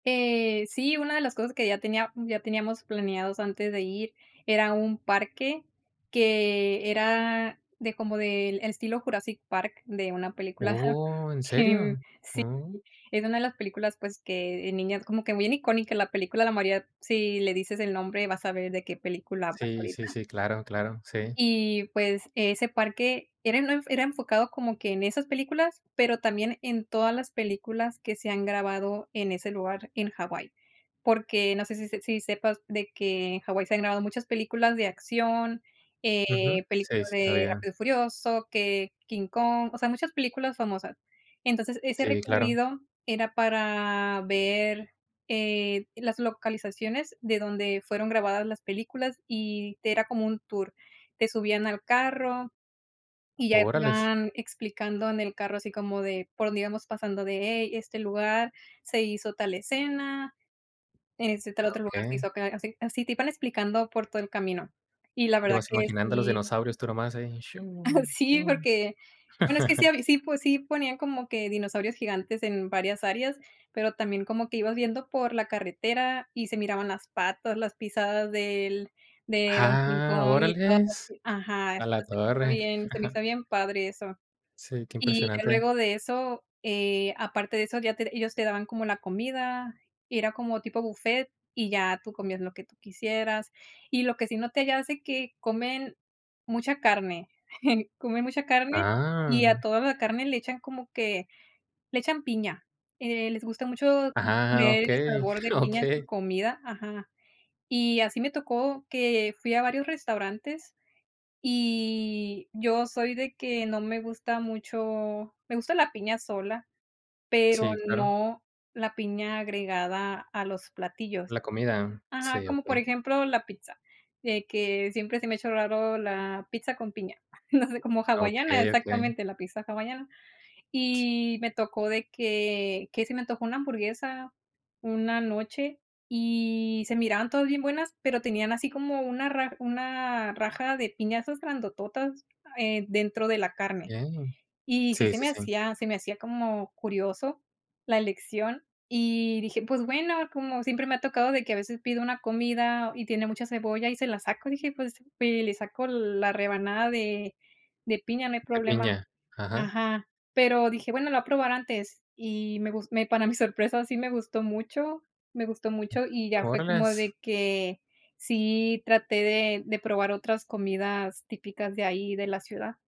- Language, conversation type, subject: Spanish, podcast, ¿Qué viaje te cambió la vida?
- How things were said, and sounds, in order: drawn out: "Oh"; other background noise; laugh; chuckle; chuckle; laughing while speaking: "okey"; giggle